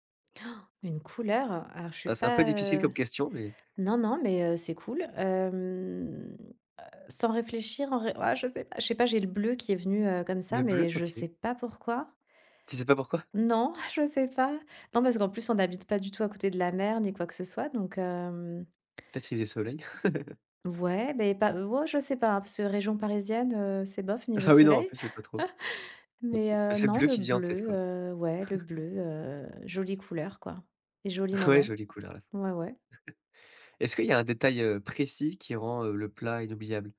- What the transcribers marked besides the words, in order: gasp; stressed: "couleur"; drawn out: "hem"; anticipating: "ah je sais pas !"; laughing while speaking: "je sais pas"; drawn out: "hem"; laugh; other background noise; chuckle; tapping; laugh; chuckle; chuckle; laughing while speaking: "Ouais"; stressed: "précis"
- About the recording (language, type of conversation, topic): French, podcast, Quel plat te ramène directement à ton enfance ?